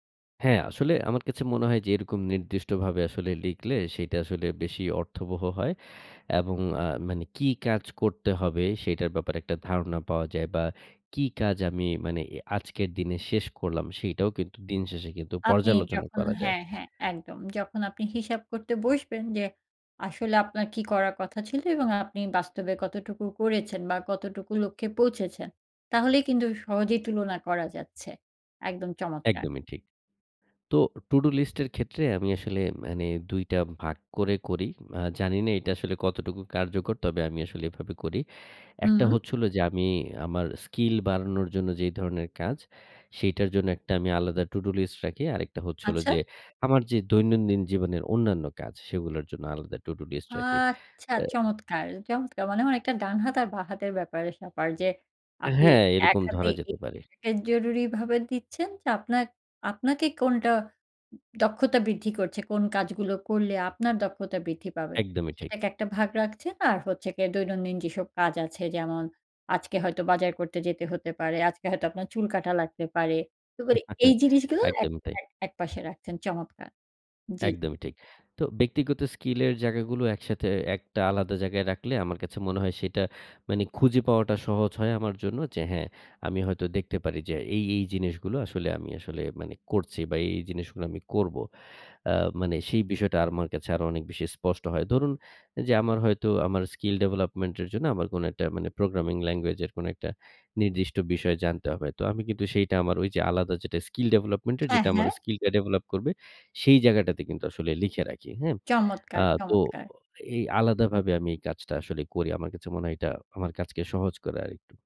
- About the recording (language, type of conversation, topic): Bengali, podcast, টু-ডু লিস্ট কীভাবে গুছিয়ে রাখেন?
- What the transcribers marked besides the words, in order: unintelligible speech; tapping; chuckle; "মানে" said as "মানি"; "আমার" said as "আরমার"